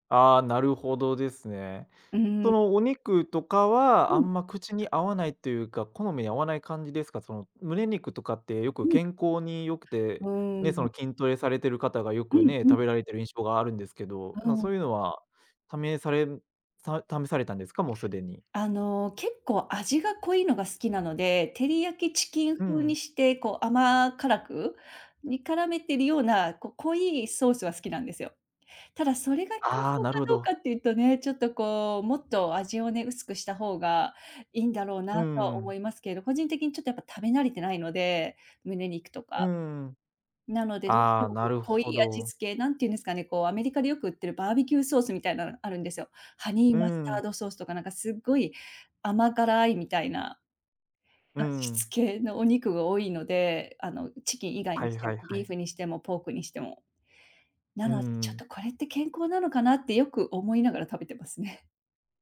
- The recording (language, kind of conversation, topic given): Japanese, advice, 健康的な食事習慣に変えたいのに挫折してしまうのはなぜですか？
- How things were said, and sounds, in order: none